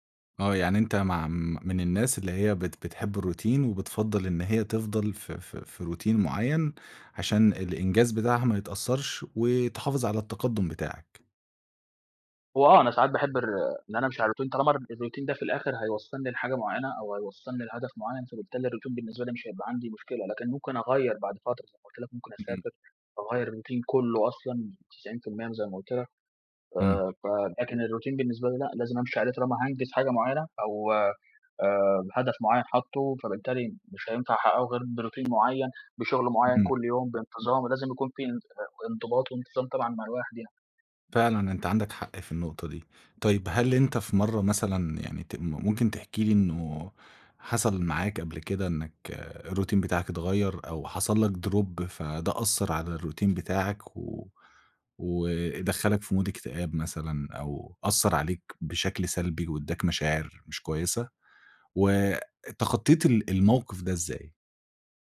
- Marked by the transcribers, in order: in English: "الروتين"; in English: "روتين"; in English: "الروتين"; in English: "الروتين"; in English: "الروتين"; in English: "الروتين"; tapping; background speech; in English: "الروتين"; in English: "بروتين"; other background noise; in English: "الروتين"; in English: "دروب"; in English: "الروتين"; in English: "مود"
- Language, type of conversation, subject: Arabic, podcast, إيه روتينك المعتاد الصبح؟